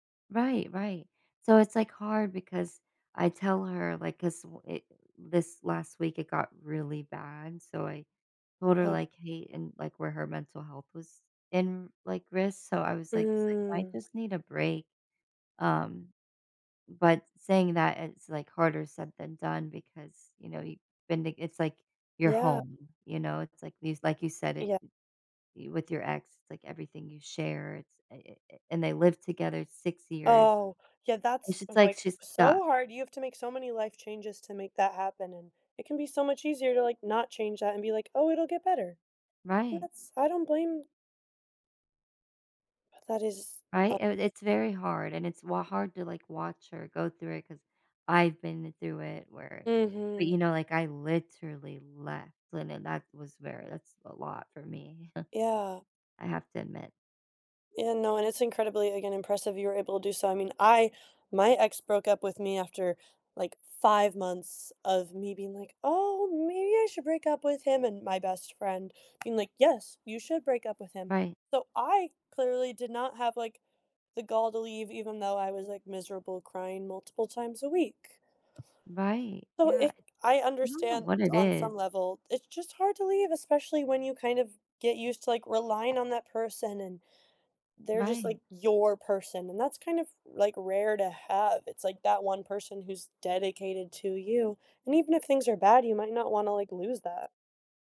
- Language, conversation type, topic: English, unstructured, Is it okay to stay friends with an ex?
- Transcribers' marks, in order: stressed: "really"; other background noise; stressed: "so"; chuckle; tapping; background speech